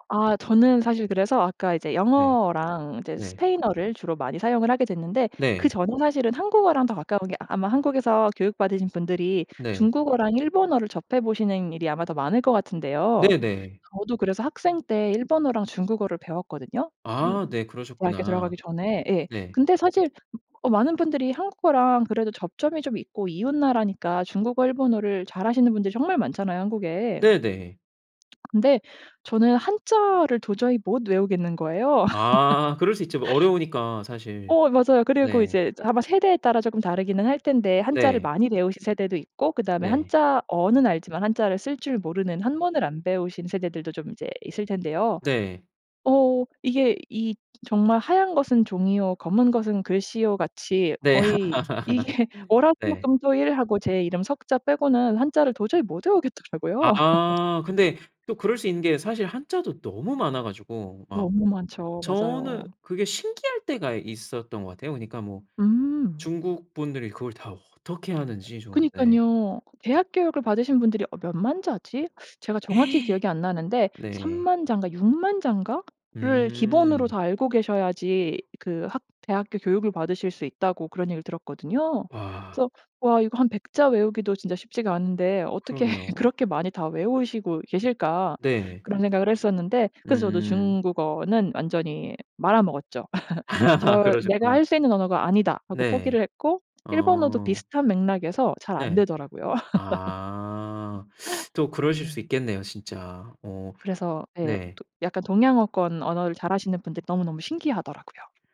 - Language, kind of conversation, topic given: Korean, podcast, 언어나 이름 때문에 소외감을 느껴본 적이 있나요?
- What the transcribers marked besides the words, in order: other background noise; lip smack; laugh; laugh; laughing while speaking: "이게"; laugh; gasp; laughing while speaking: "어떻게"; laugh; laugh